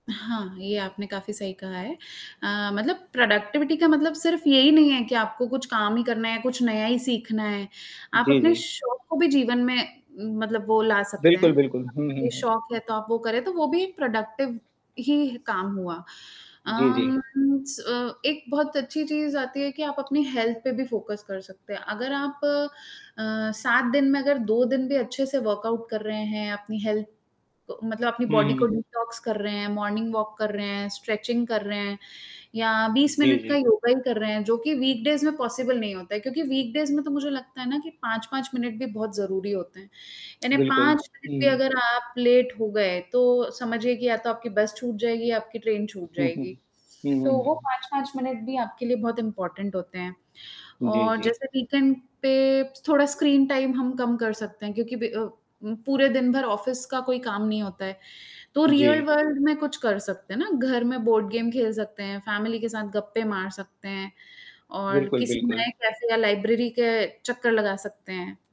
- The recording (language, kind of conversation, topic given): Hindi, unstructured, आपका आदर्श वीकेंड कैसा होता है?
- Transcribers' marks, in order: static; in English: "प्रोडक्टिविटी"; distorted speech; tapping; other background noise; in English: "प्रोडक्टिव"; in English: "हेल्थ"; in English: "फ़ोकस"; in English: "वर्कआउट"; in English: "हेल्थ"; in English: "बॉडी"; in English: "डिटॉक्स"; in English: "मॉर्निंग वॉक"; in English: "स्ट्रेचिंग"; in English: "वीकडेज़"; in English: "पॉसिबल"; in English: "वीकडेज़"; in English: "लेट"; in English: "इम्पोर्टेंट"; in English: "वीकेंड"; in English: "स्क्रीन टाइम"; in English: "ऑफ़िस"; in English: "रियल वर्ल्ड"; in English: "बोर्ड गेम"; in English: "फ़ैमिली"